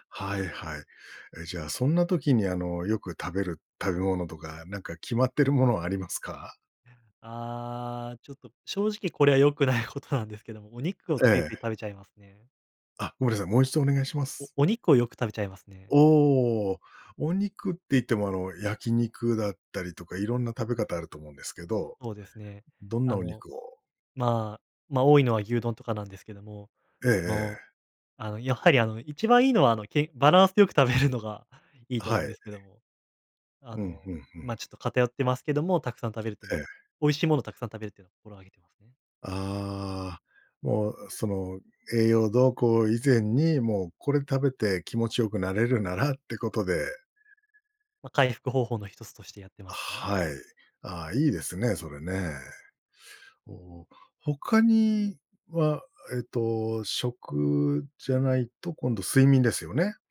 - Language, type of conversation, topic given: Japanese, podcast, 不安なときにできる練習にはどんなものがありますか？
- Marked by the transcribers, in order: tapping; laughing while speaking: "良くないことなんですけども"; "やっぱり" said as "やっはり"; laughing while speaking: "食べる"; other background noise